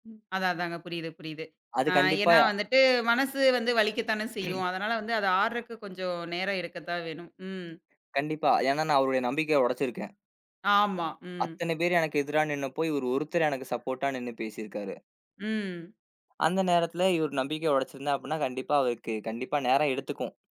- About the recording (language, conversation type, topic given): Tamil, podcast, உண்மையைச் சொல்லிக்கொண்டே நட்பை காப்பாற்றுவது சாத்தியமா?
- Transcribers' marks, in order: other background noise; throat clearing; "ஆறுவதுக்கு" said as "ஆறுறக்கு"; tapping